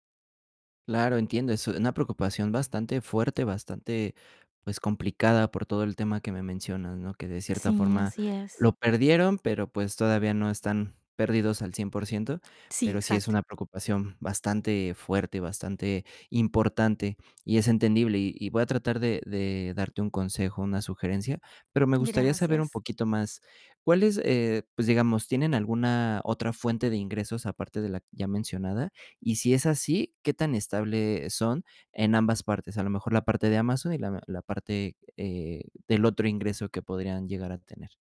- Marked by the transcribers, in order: static; tapping
- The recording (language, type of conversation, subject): Spanish, advice, ¿Qué te genera incertidumbre sobre la estabilidad financiera de tu familia?